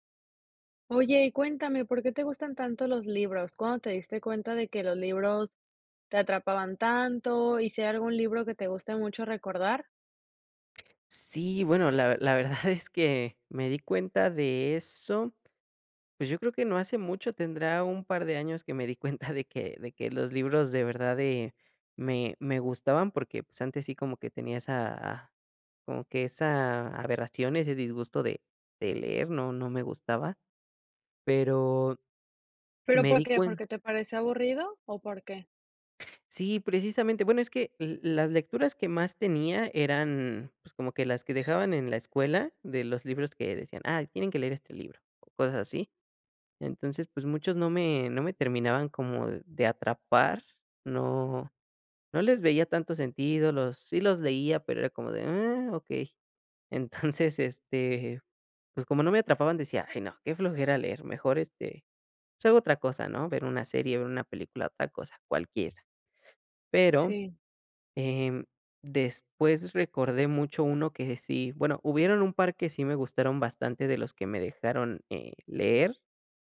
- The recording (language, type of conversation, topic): Spanish, podcast, ¿Por qué te gustan tanto los libros?
- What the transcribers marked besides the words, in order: other background noise